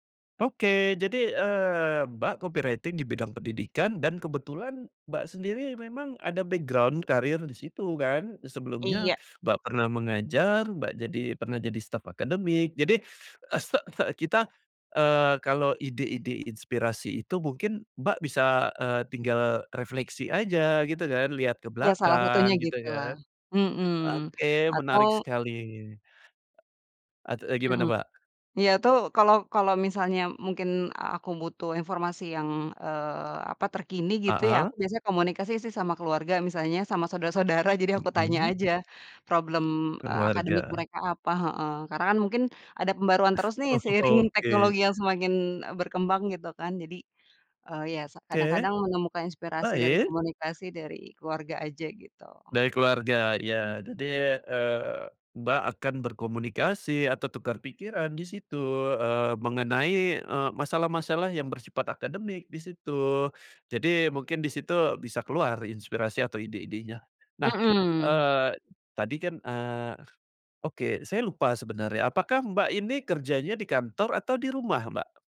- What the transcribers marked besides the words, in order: tapping; in English: "copywriting"; in English: "background"; other background noise; snort; laughing while speaking: "Oh"
- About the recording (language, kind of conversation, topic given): Indonesian, podcast, Bagaimana kamu menemukan inspirasi dari hal-hal sehari-hari?